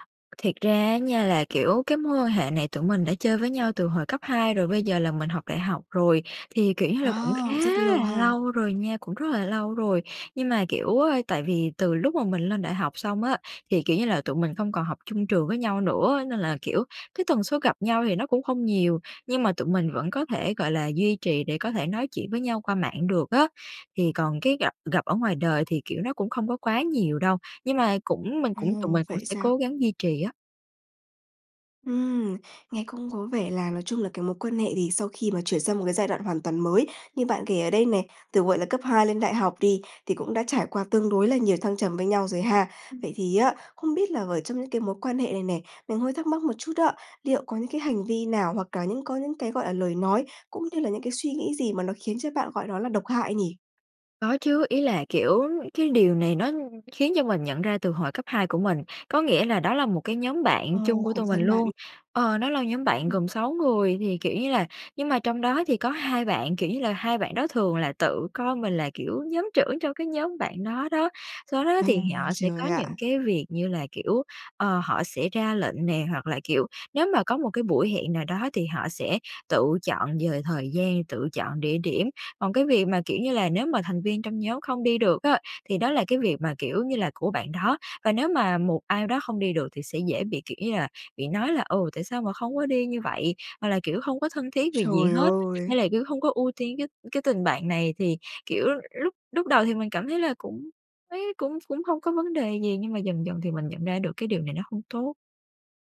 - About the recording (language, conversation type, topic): Vietnamese, advice, Làm sao để chấm dứt một tình bạn độc hại mà không sợ bị cô lập?
- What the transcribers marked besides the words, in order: tapping